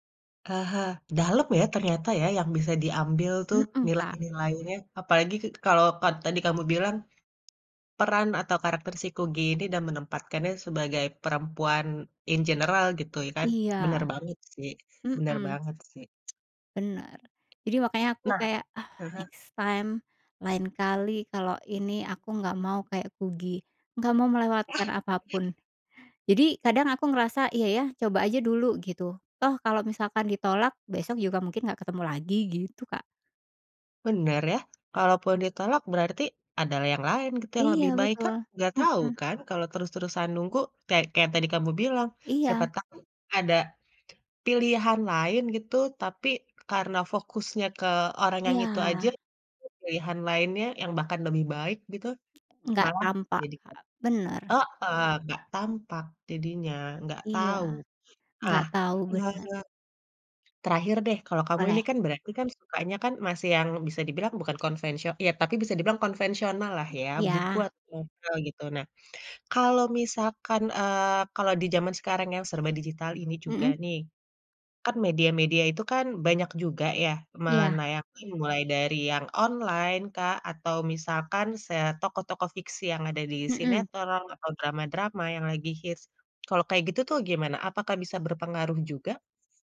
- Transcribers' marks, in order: in English: "in"; tapping; tsk; other background noise; in English: "next time"
- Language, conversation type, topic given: Indonesian, podcast, Kenapa karakter fiksi bisa terasa seperti teman dekat bagi kita?